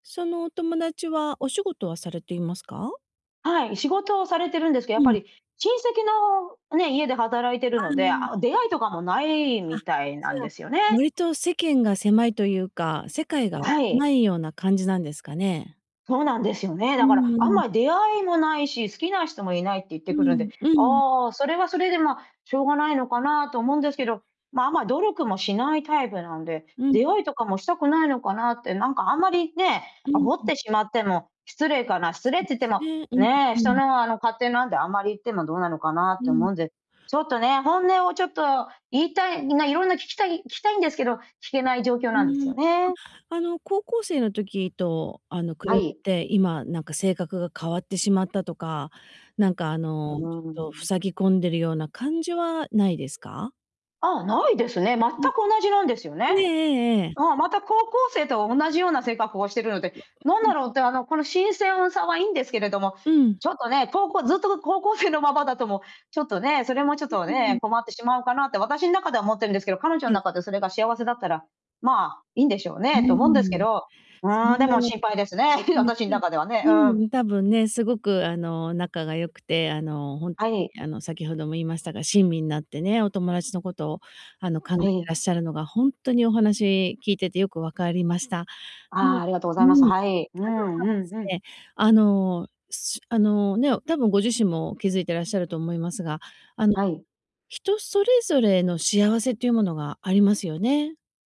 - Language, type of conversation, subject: Japanese, advice, 本音を言えずに我慢してしまう友人関係のすれ違いを、どうすれば解消できますか？
- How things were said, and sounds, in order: other background noise; unintelligible speech; laugh